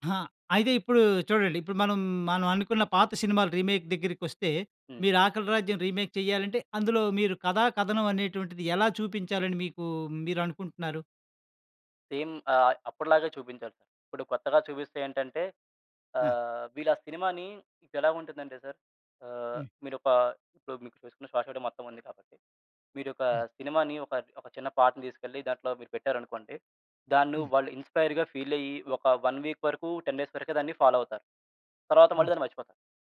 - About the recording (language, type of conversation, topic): Telugu, podcast, పాత సినిమాలను మళ్లీ తీస్తే మంచిదని మీకు అనిపిస్తుందా?
- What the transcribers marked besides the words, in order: in English: "రీమేక్"; in English: "రీమేక్"; in English: "సేమ్"; in English: "ఇన్స్పైర్‌గా ఫీల్ అయ్యి"; in English: "వన్ వీక్"; in English: "టెన్ డేస్"; in English: "ఫాలో"